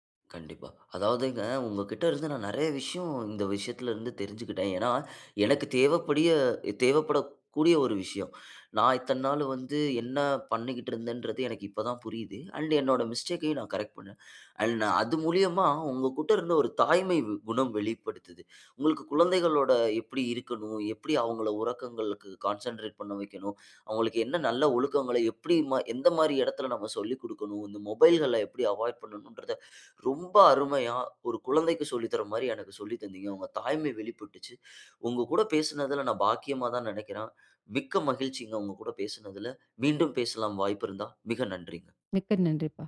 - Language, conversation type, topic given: Tamil, podcast, உறக்கம் நல்லதாக இல்லையெனில் நீங்கள் என்ன மாற்றங்கள் செய்தீர்கள்?
- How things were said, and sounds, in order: in English: "அண்ட்"; in English: "மிஸ்டேக்கயும்"; in English: "அண்ட்"; in English: "கான்சன்ட்ரேட்"; in English: "அவாய்ட்"